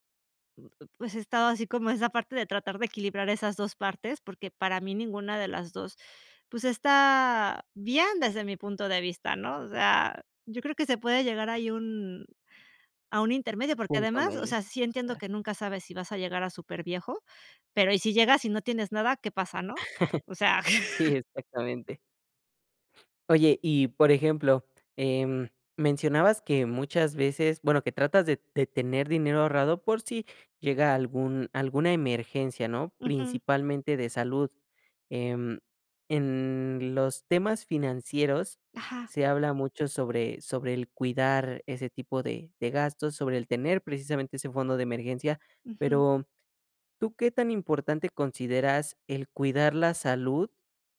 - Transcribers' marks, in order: other background noise; chuckle
- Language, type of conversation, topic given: Spanish, podcast, ¿Cómo decides entre disfrutar hoy o ahorrar para el futuro?